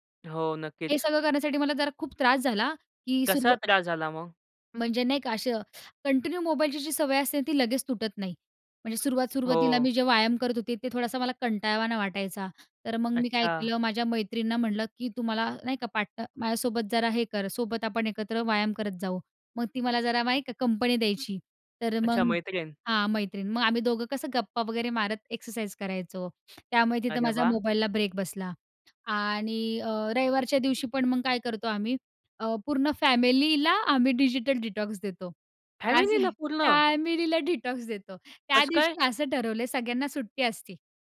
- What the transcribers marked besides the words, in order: in English: "कंटिन्यू"; other background noise; in English: "डिटॉक्स"; surprised: "फॅमिलीला पूर्ण?"; laughing while speaking: "फॅमिलीला डिटॉक्स देतो"; in English: "डिटॉक्स"
- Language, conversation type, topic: Marathi, podcast, तुम्ही इलेक्ट्रॉनिक साधनांपासून विराम कधी आणि कसा घेता?